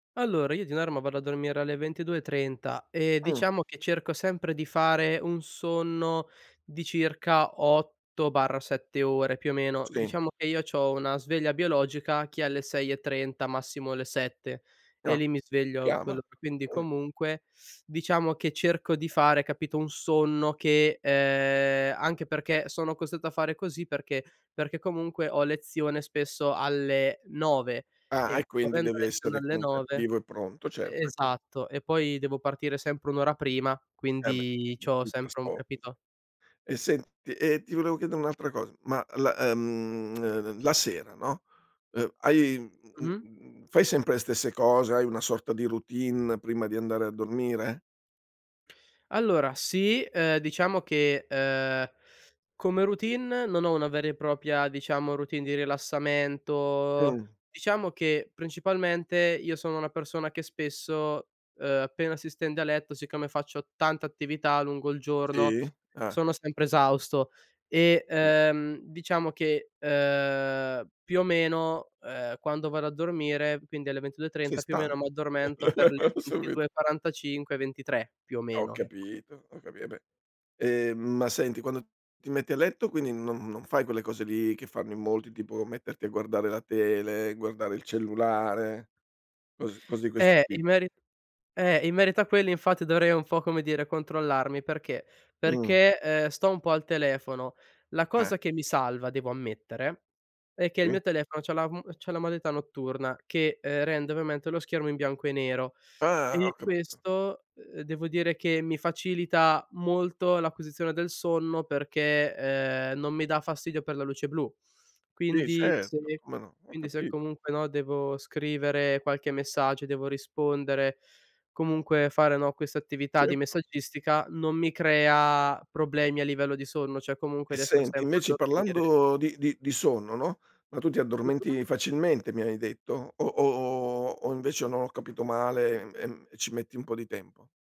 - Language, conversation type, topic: Italian, advice, Come posso gestire il sonno frammentato causato dall’ansia o dai pensieri notturni?
- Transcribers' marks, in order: other background noise; unintelligible speech; lip smack; "propria" said as "propia"; chuckle; tapping; "po'" said as "fò"; "cioè" said as "ceh"